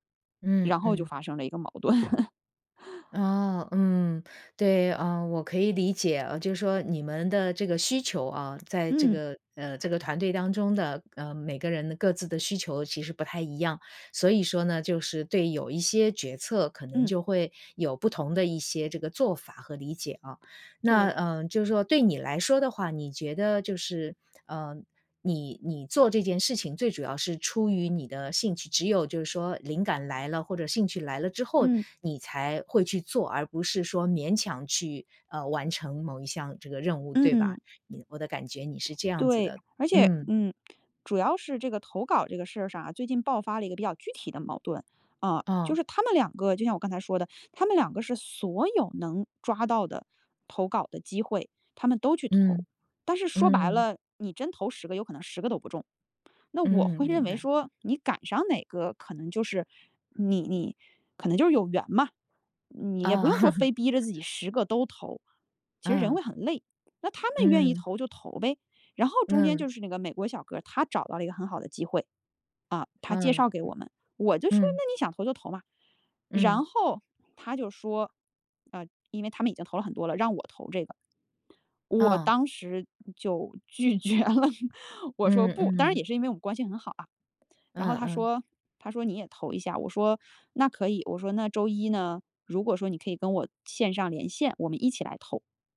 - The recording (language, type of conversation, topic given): Chinese, advice, 如何建立清晰的團隊角色與責任，並提升協作效率？
- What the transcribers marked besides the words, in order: laughing while speaking: "盾"; laugh; tapping; laugh; other background noise; laughing while speaking: "拒绝了"